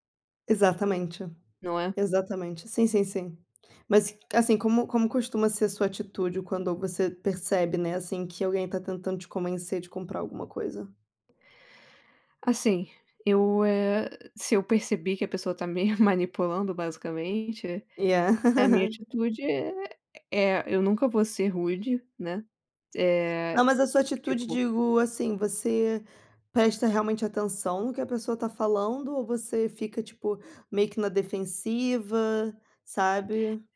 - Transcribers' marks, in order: in English: "Yeah"; laugh
- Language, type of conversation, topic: Portuguese, unstructured, Como você se sente quando alguém tenta te convencer a gastar mais?
- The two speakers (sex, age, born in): female, 25-29, Brazil; female, 30-34, Brazil